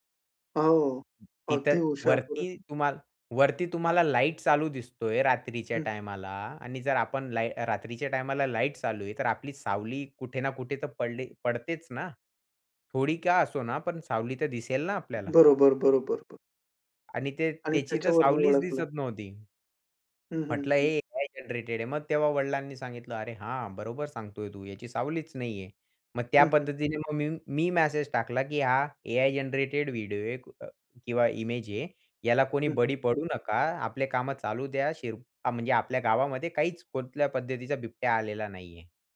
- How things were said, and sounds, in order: in English: "जनरेटेड"; in English: "जनरेटेड"
- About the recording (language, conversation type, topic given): Marathi, podcast, इंटरनेटवर माहिती शोधताना तुम्ही कोणत्या गोष्टी तपासता?